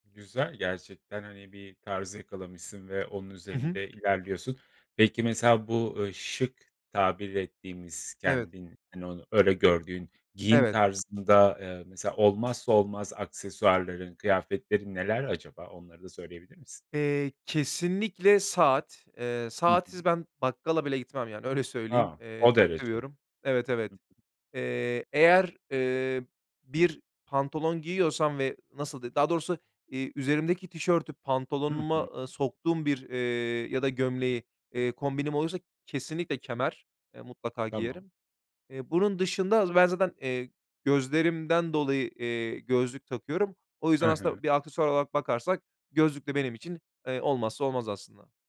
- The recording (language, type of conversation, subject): Turkish, podcast, Kıyafetler sence özgüveni nasıl etkiliyor?
- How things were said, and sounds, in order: other background noise